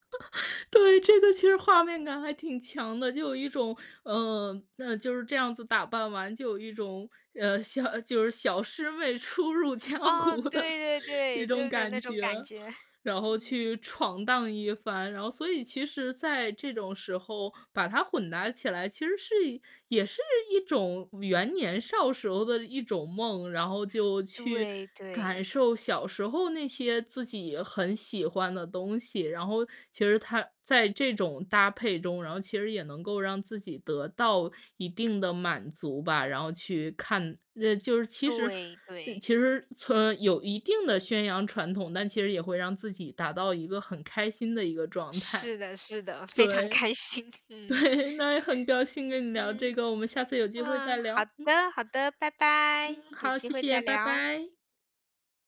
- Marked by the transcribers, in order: laugh; laughing while speaking: "对，这个其实画面感还挺强的"; laughing while speaking: "小 就是小师妹初入江湖的"; chuckle; laughing while speaking: "对"; laughing while speaking: "开心"; laugh
- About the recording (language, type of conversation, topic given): Chinese, podcast, 你平常是怎么把传统元素和潮流风格混搭在一起的？